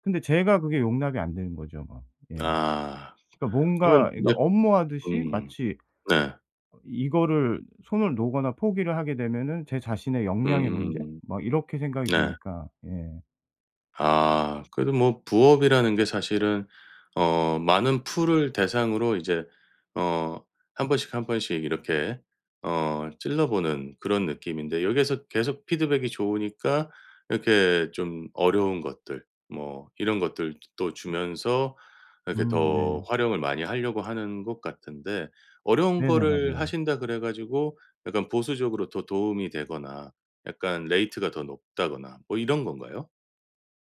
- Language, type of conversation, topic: Korean, advice, 매주 정해진 창작 시간을 어떻게 확보할 수 있을까요?
- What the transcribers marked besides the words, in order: other background noise; in English: "레이트가"